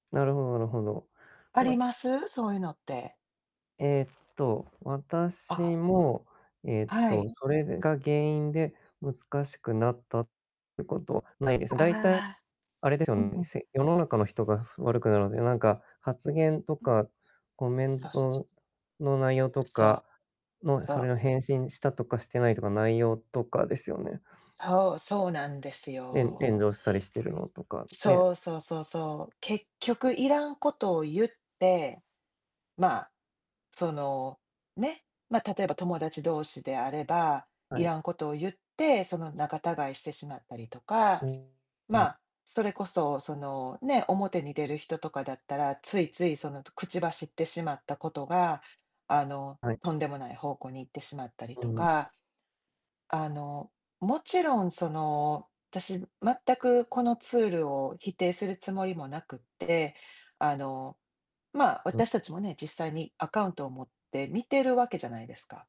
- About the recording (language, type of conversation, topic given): Japanese, unstructured, SNSは人とのつながりにどのような影響を与えていますか？
- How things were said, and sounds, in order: distorted speech; other background noise